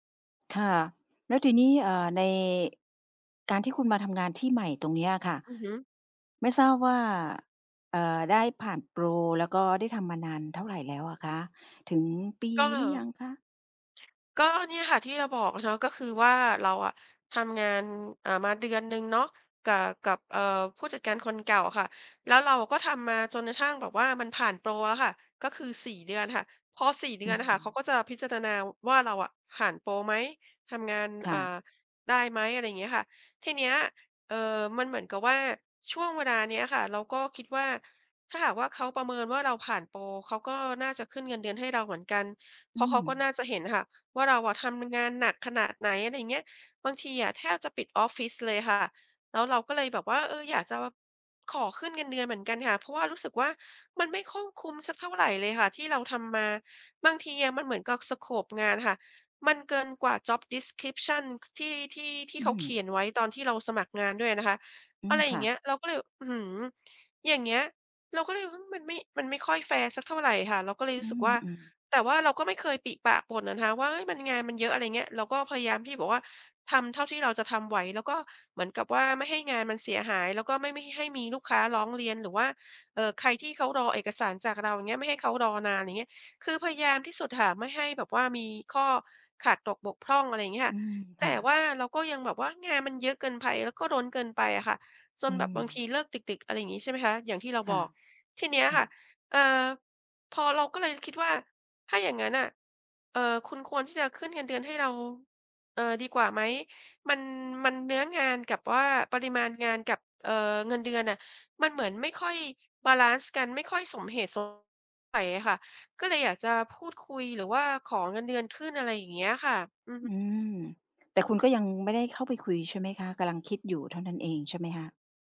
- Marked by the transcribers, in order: other noise; other background noise; in English: "สโกป"; in English: "Job description"; tapping
- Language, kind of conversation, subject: Thai, advice, ฉันควรขอขึ้นเงินเดือนอย่างไรดีถ้ากลัวว่าจะถูกปฏิเสธ?